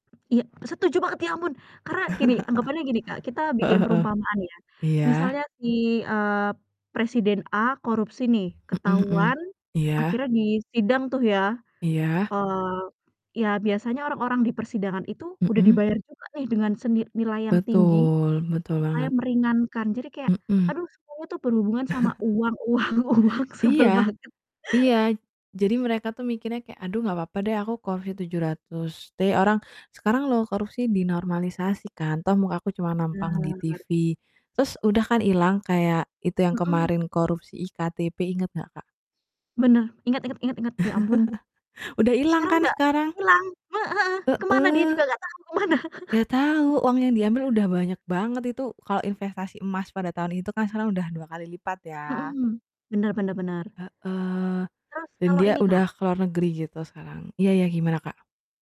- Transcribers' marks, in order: static; chuckle; tapping; distorted speech; chuckle; laughing while speaking: "uang uang, sebel banget"; "korupsi" said as "kopsi"; laugh; laughing while speaking: "kemana?"; chuckle
- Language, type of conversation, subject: Indonesian, unstructured, Mengapa banyak orang kehilangan kepercayaan terhadap pemerintah?